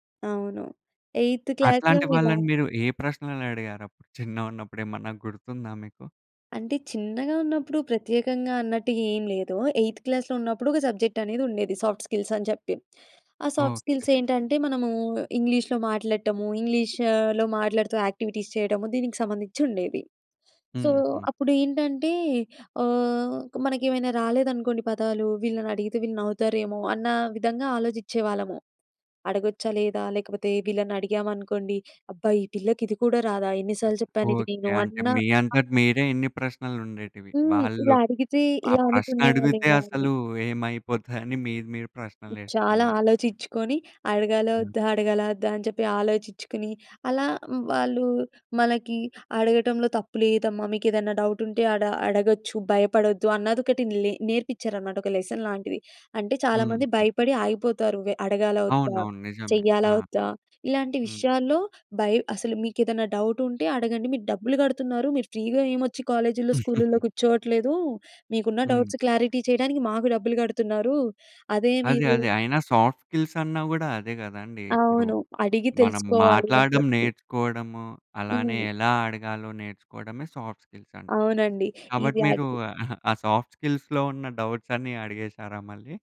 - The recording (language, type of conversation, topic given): Telugu, podcast, నువ్వు మెంటర్‌ను ఎలాంటి ప్రశ్నలు అడుగుతావు?
- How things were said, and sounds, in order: in English: "ఎయిత్ క్లాస్‌లో"; in English: "ఎయిత్ క్లాస్‌లో"; in English: "సబ్జెక్ట్"; in English: "సాఫ్ట్ స్కిల్స్"; in English: "సాఫ్ట్ స్కిల్స్"; in English: "యాక్టివిటీస్"; in English: "సో"; other background noise; other noise; in English: "డౌట్"; in English: "లెసన్"; in English: "డౌట్"; in English: "ఫ్రీ‌గా"; in English: "కాలేజ్‌లో"; giggle; in English: "డౌట్స్ క్లారిటీ"; in English: "సాఫ్ట్ స్కిల్స్"; in English: "సాఫ్ట్ స్కిల్స్"; in English: "సాఫ్ట్ స్కిల్స్‌లో"; in English: "డౌట్స్"